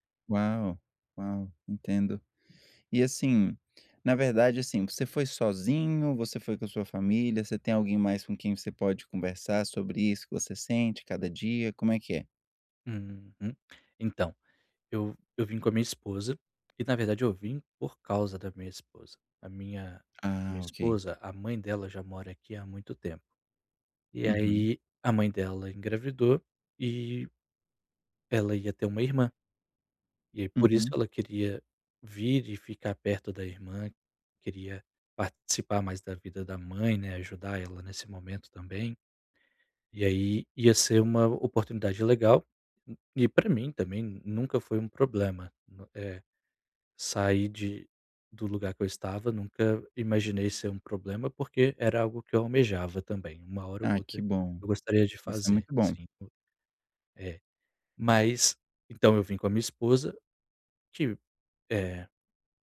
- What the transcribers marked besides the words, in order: tapping; unintelligible speech
- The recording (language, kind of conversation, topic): Portuguese, advice, Como posso voltar a sentir-me seguro e recuperar a sensação de normalidade?